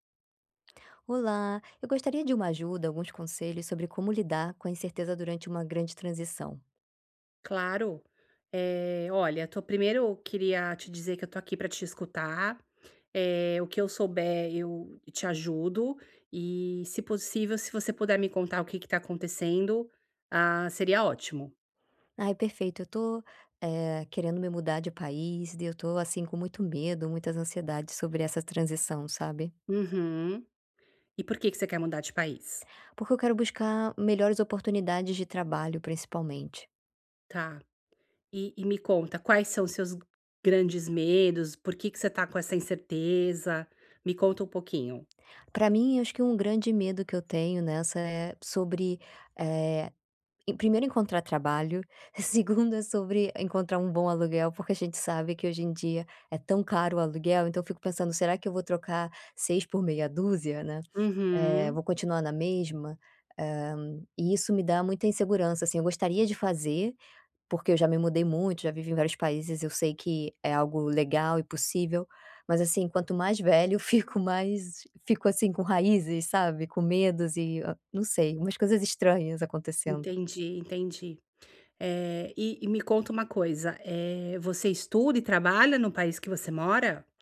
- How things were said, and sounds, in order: laughing while speaking: "segundo é sobre"
- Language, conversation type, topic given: Portuguese, advice, Como posso lidar com a incerteza durante uma grande transição?